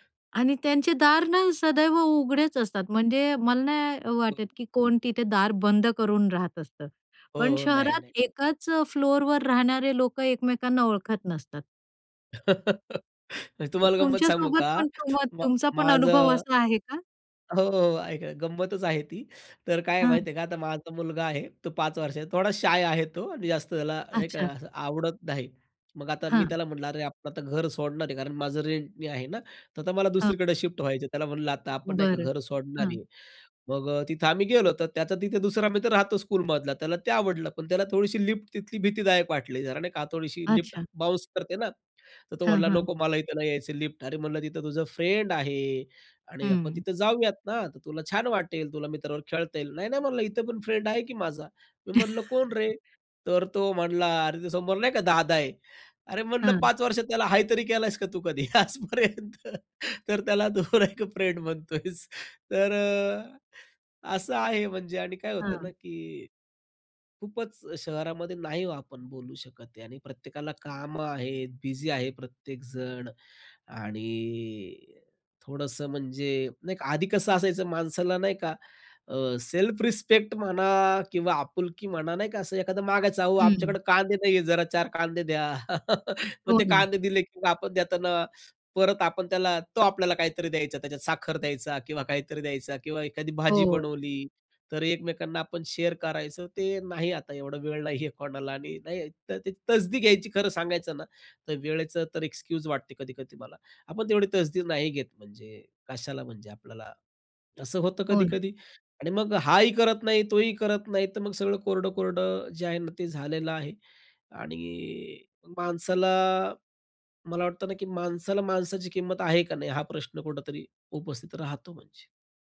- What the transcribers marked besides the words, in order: unintelligible speech; laugh; laughing while speaking: "तुम्हाला गंमत सांगू का? मा माझं"; other background noise; laugh; laughing while speaking: "तू कधी आजपर्यंत? तर त्याला तू एक फ्रेंड म्हणतोयस!"; chuckle; in English: "शेअर"; in English: "एक्सक्यूज"
- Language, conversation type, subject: Marathi, podcast, तुमच्यासाठी घर म्हणजे नेमकं काय?